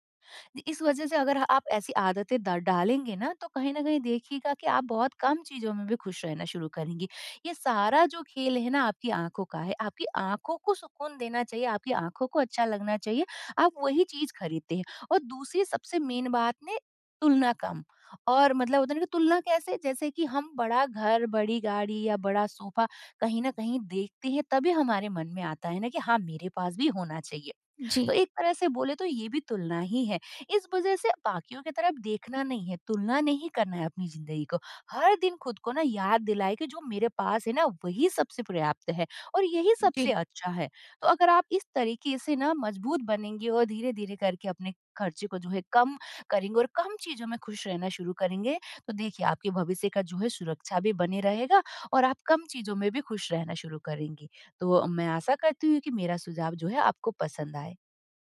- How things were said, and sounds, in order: in English: "मेन"
- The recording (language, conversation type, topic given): Hindi, advice, कम चीज़ों में खुश रहने की कला